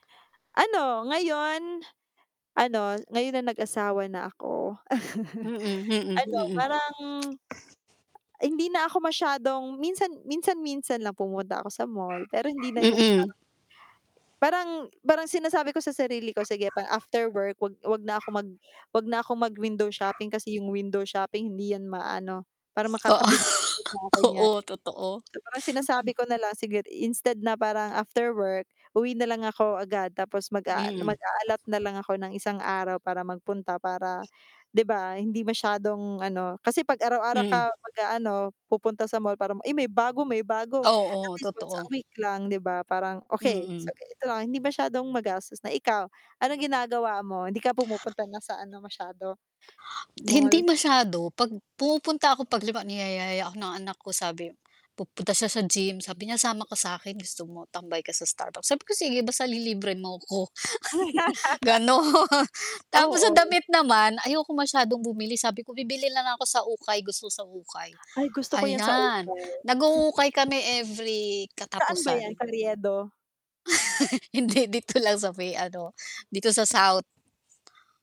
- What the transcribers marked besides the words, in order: static; laugh; tsk; distorted speech; tapping; dog barking; other background noise; lip smack; laughing while speaking: "Oo"; laugh; laughing while speaking: "gano'n"; laugh
- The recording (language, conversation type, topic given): Filipino, unstructured, Paano mo pinaplano ang paggamit ng pera mo sa araw-araw?